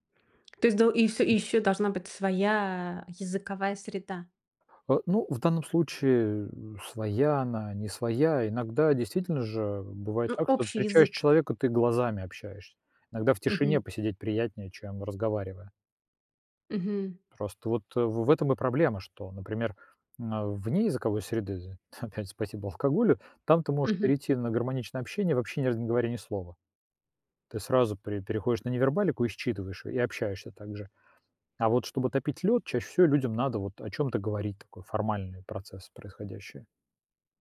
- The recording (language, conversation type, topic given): Russian, podcast, Как вы заводите друзей в новой среде?
- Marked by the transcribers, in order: tapping; chuckle